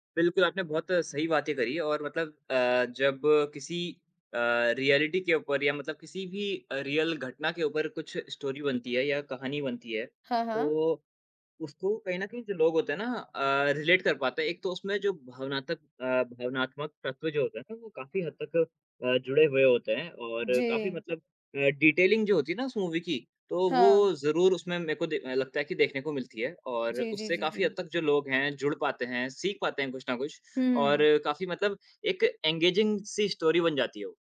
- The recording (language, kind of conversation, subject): Hindi, unstructured, आपका पसंदीदा दूरदर्शन धारावाहिक कौन सा है और क्यों?
- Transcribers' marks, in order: in English: "रिऐलिटी"; in English: "रियल"; in English: "स्टोरी"; in English: "रिलेट"; in English: "डिटेलिंग"; in English: "मूवी"; in English: "एंगेजिंग"; in English: "स्टोरी"